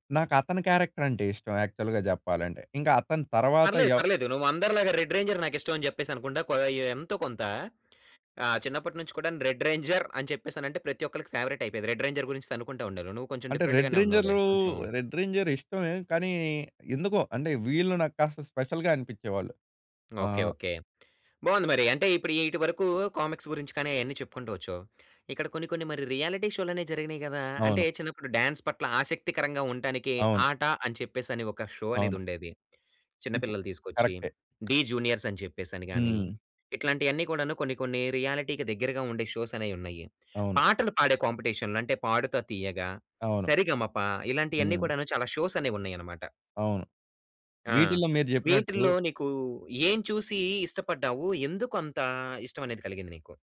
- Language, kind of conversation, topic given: Telugu, podcast, నోస్టాల్జియా ఆధారిత కార్యక్రమాలు ఎందుకు ప్రేక్షకులను ఎక్కువగా ఆకర్షిస్తున్నాయి?
- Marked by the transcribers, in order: in English: "క్యారెక్టర్"; in English: "యాక్చువల్‌గా"; in English: "రెడ్ రేంజర్"; in English: "రెడ్ రేంజర్"; in English: "ఫేవ‌రెట్"; in English: "రెడ్ రేంజర్"; in English: "డిఫరెంట్"; in English: "రెడ్"; in English: "రెడ్ రేంజర్"; in English: "స్పెషల్‌గా"; in English: "కామిక్స్"; in English: "రియాలిటీ"; in English: "డాన్స్"; in English: "షో"; unintelligible speech; in English: "రియాలిటీకి"; in English: "షోస్"; in English: "షోస్"